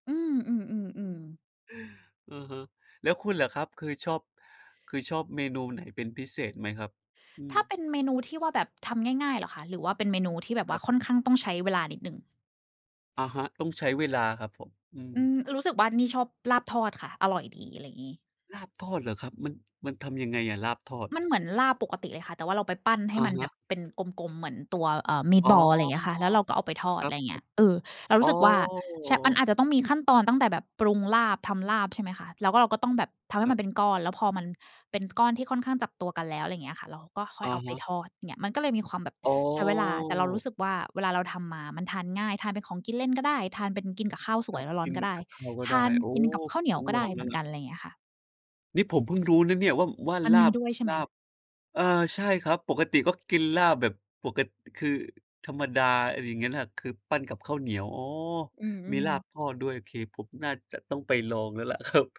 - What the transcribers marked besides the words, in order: in English: "meat ball"
- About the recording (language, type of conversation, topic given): Thai, unstructured, อาหารจานไหนที่คุณคิดว่าทำง่ายแต่รสชาติดี?